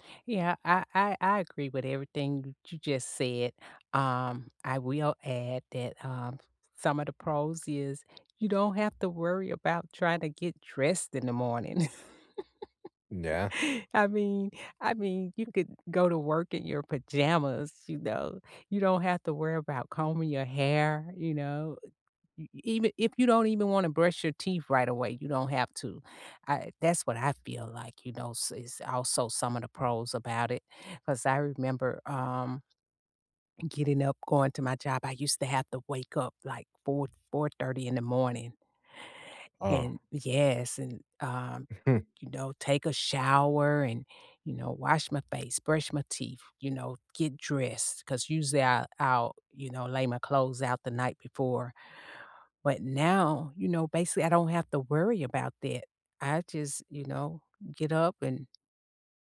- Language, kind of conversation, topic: English, unstructured, What do you think about remote work becoming so common?
- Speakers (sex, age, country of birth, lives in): female, 55-59, United States, United States; male, 20-24, United States, United States
- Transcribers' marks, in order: laugh; other background noise; drawn out: "yes"; chuckle; tapping